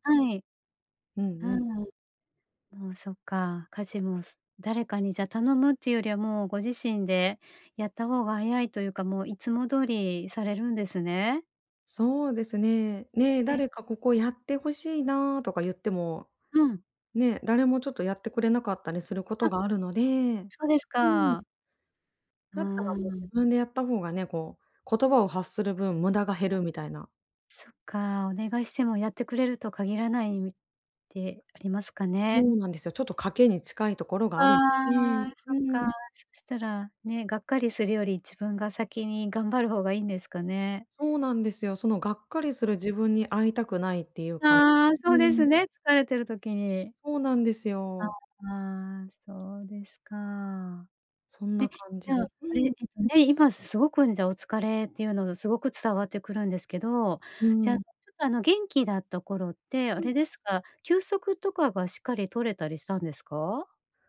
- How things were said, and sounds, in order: other noise
- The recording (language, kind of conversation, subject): Japanese, advice, どうすればエネルギーとやる気を取り戻せますか？